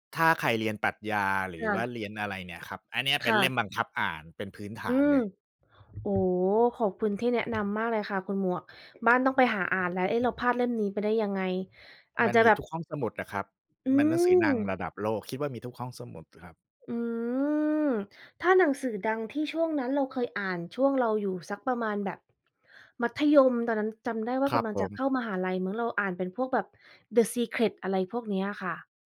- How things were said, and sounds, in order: tapping
- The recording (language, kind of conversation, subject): Thai, unstructured, การอ่านหนังสือเปลี่ยนแปลงตัวคุณอย่างไรบ้าง?